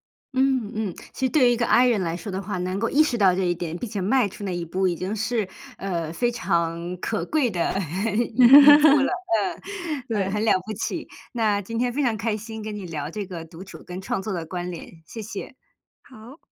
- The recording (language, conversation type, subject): Chinese, podcast, 你觉得独处对创作重要吗？
- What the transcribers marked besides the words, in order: laugh; other background noise